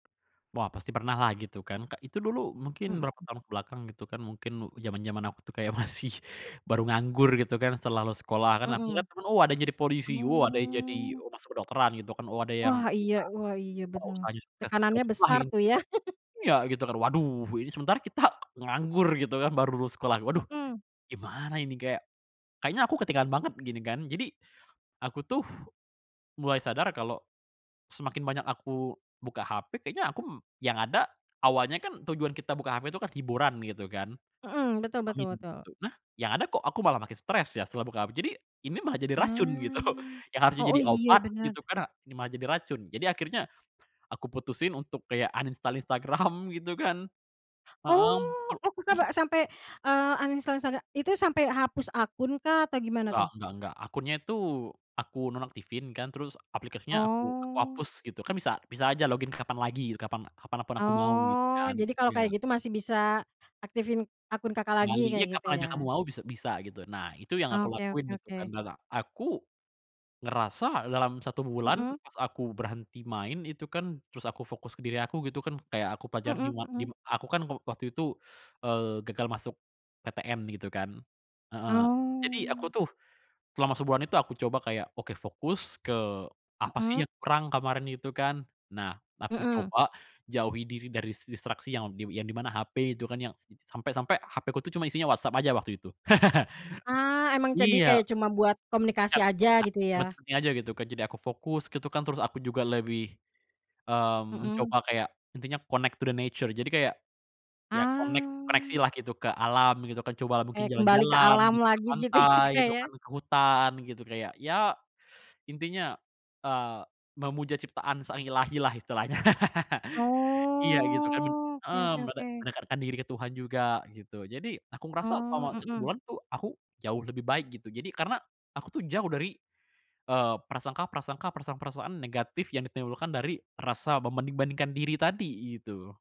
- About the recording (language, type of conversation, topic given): Indonesian, podcast, Bagaimana teknologi dan media sosial memengaruhi rasa takut gagal kita?
- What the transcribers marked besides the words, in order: tapping; laughing while speaking: "masih"; chuckle; drawn out: "Mmm"; chuckle; unintelligible speech; laughing while speaking: "kita"; unintelligible speech; laughing while speaking: "gitu"; chuckle; other background noise; in English: "uninstall"; laughing while speaking: "Instagram"; unintelligible speech; in English: "uninstall"; teeth sucking; laugh; unintelligible speech; in English: "connect to the nature"; in English: "connect"; laughing while speaking: "gitu ya, Kak, ya"; chuckle; teeth sucking; laugh; drawn out: "Oh"